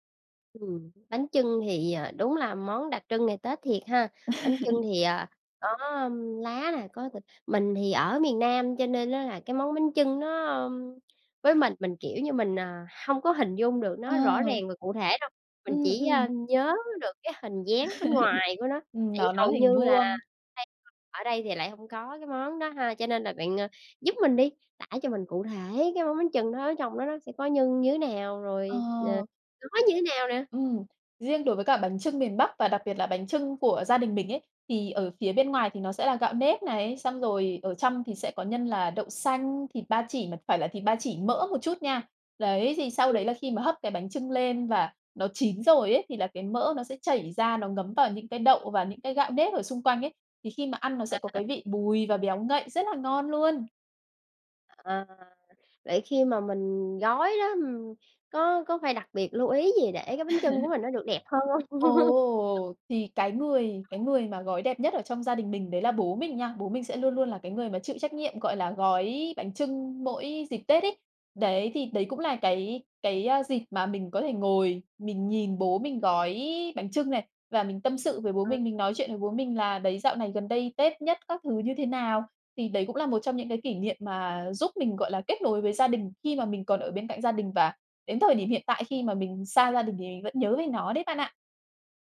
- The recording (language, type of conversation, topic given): Vietnamese, podcast, Món ăn giúp bạn giữ kết nối với người thân ở xa như thế nào?
- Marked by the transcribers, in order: tapping; laugh; laugh; unintelligible speech; laugh; laugh; other background noise